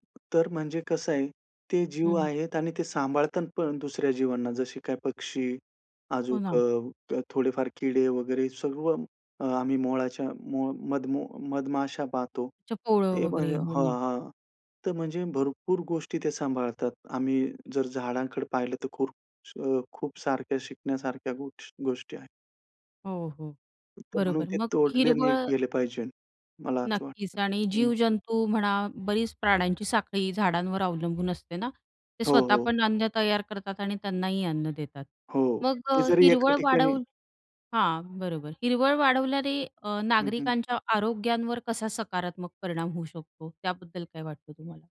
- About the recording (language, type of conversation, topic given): Marathi, podcast, शहरी भागात हिरवळ वाढवण्यासाठी आपण काय करू शकतो?
- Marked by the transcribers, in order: tapping; "जसे" said as "जशी"; "अजून" said as "अजुक"; unintelligible speech; other background noise